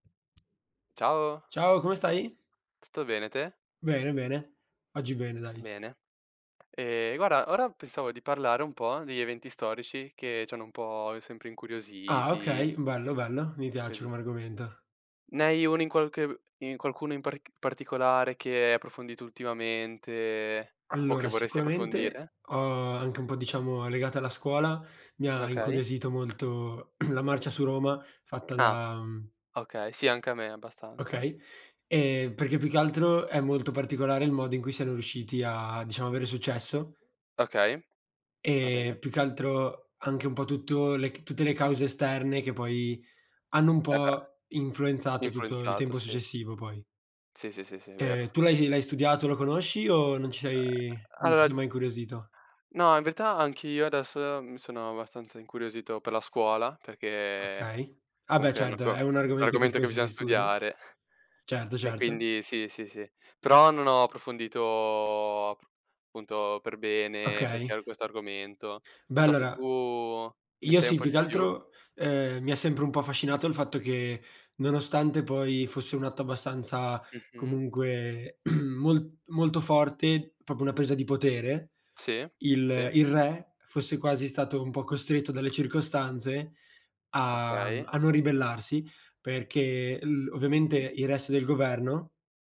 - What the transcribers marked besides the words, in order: tapping; cough; other background noise; cough; "proprio" said as "propio"
- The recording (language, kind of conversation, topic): Italian, unstructured, Qual è un evento storico che ti ha sempre incuriosito?